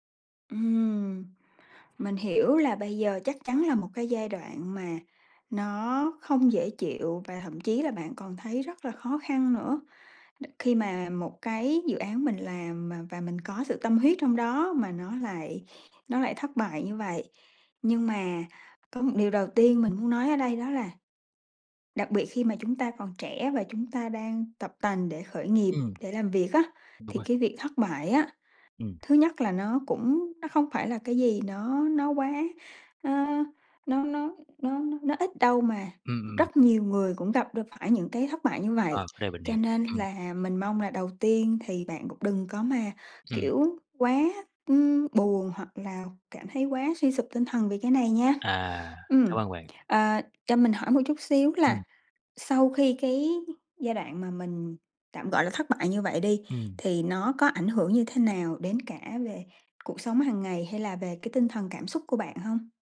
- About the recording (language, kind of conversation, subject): Vietnamese, advice, Làm thế nào để lấy lại động lực sau khi dự án trước thất bại?
- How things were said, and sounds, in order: tapping; other noise; other background noise